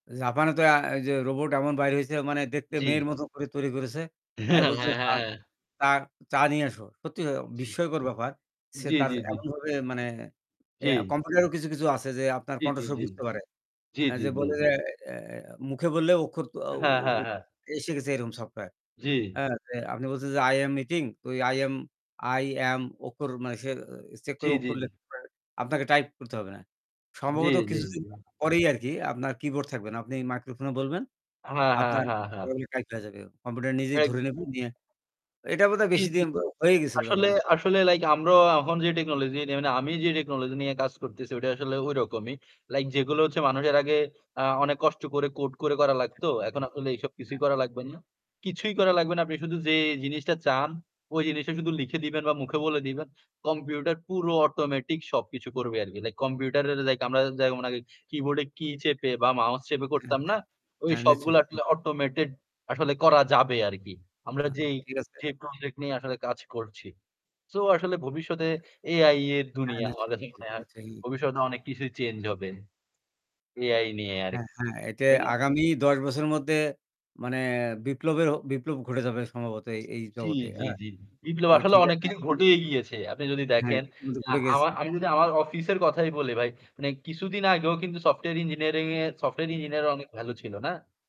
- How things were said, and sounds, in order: static; distorted speech; laughing while speaking: "হ্যাঁ, হ্যাঁ, হ্যাঁ"; other background noise; other noise; "নিশ্চয়" said as "নিচই"; in English: "প্রজেক্ট"; tapping; in English: "সফটওয়্যার"; in English: "সফটওয়্যার"
- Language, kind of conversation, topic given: Bengali, unstructured, আপনার ভবিষ্যৎ সম্পর্কে কী কী স্বপ্ন আছে?